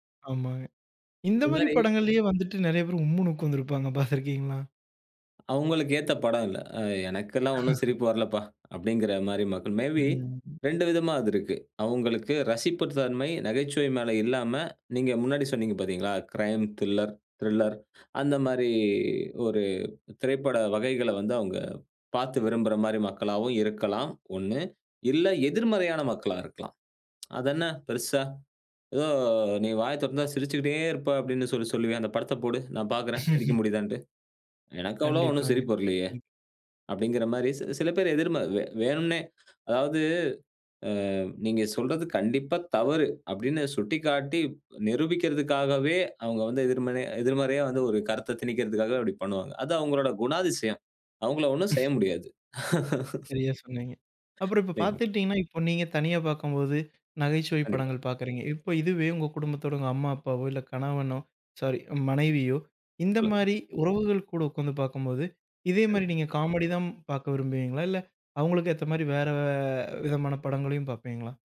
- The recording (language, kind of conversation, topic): Tamil, podcast, ஓய்வெடுக்க நீங்கள் எந்த வகை திரைப்படங்களைப் பார்ப்பீர்கள்?
- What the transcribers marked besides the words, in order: other background noise; laughing while speaking: "உம்னுன்னு உட்கார்ந்து இருப்பாங்க. பார்த்திருக்கீங்களா?"; laugh; in English: "மே பி"; in English: "க்ரைம், தில்லர் திரில்லர்"; laugh; tapping; other noise; laugh; unintelligible speech; in English: "ஸாரி"